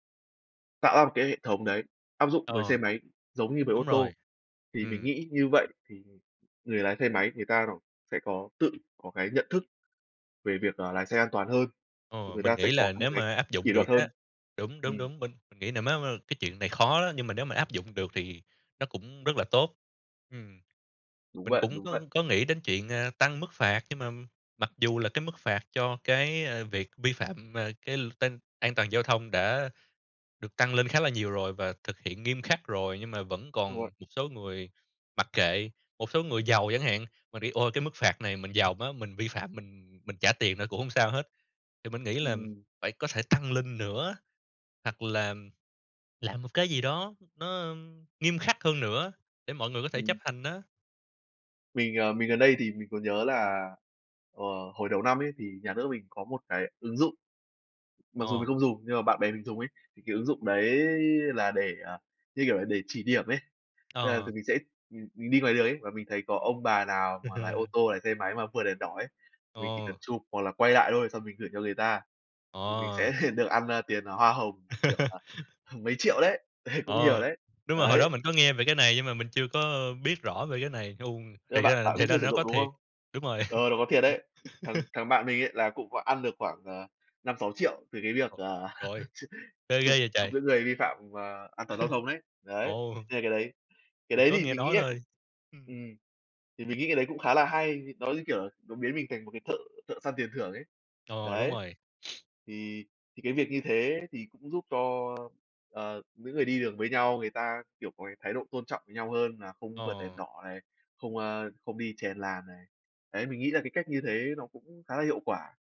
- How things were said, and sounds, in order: unintelligible speech; tapping; laugh; laughing while speaking: "sẽ"; laugh; laughing while speaking: "đấy"; other background noise; laugh; laugh; laugh; sniff
- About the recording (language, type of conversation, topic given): Vietnamese, unstructured, Bạn cảm thấy thế nào khi người khác không tuân thủ luật giao thông?